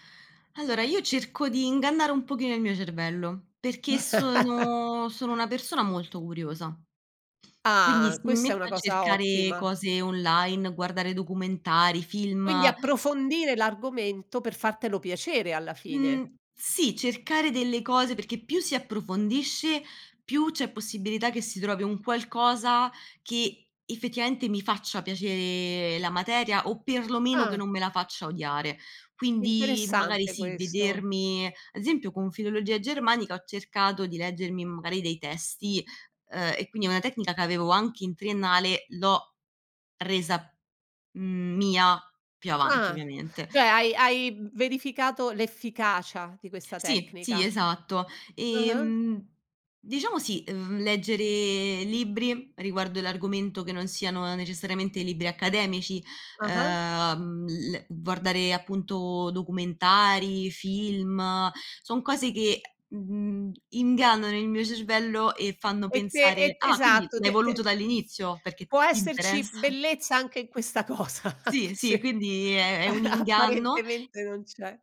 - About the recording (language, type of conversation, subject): Italian, podcast, Come fai a trovare la motivazione quando studiare ti annoia?
- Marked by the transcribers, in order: laugh; tapping; "esempio" said as "asempio"; laughing while speaking: "interessa"; laughing while speaking: "cosa"